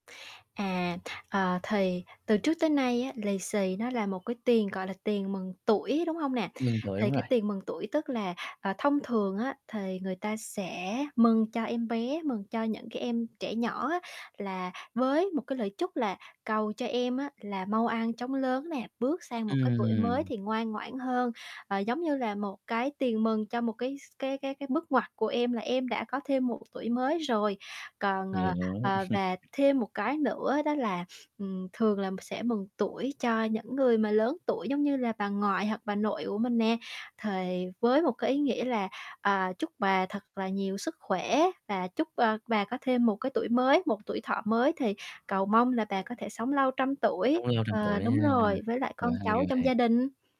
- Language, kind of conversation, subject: Vietnamese, podcast, Trong dịp Tết, gia đình bạn thường thực hiện những nghi thức nào?
- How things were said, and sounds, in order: other background noise; chuckle